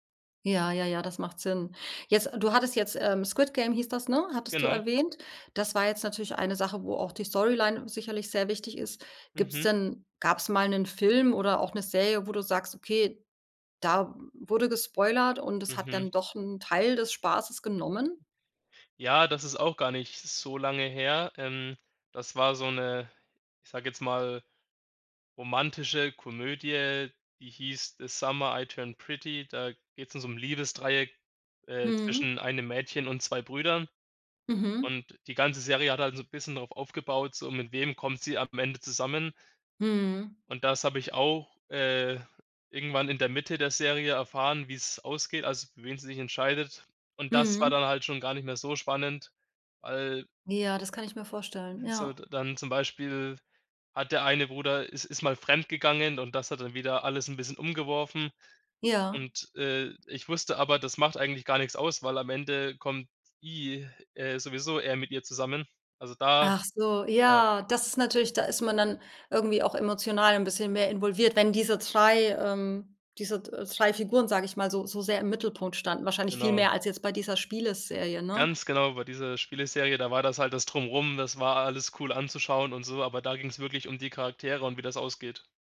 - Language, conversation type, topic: German, podcast, Wie gehst du mit Spoilern um?
- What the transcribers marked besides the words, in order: other background noise